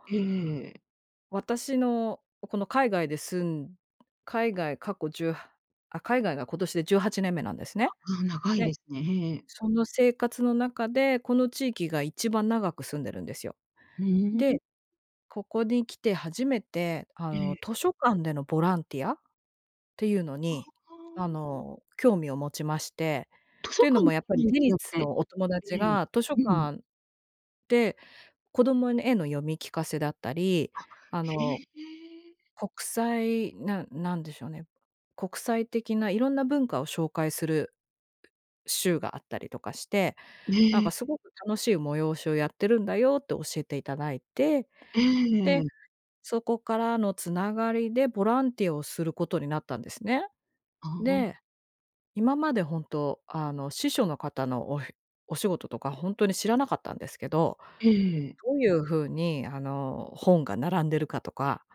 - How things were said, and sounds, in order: other noise
- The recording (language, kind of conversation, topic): Japanese, podcast, 新しい地域で人とつながるには、どうすればいいですか？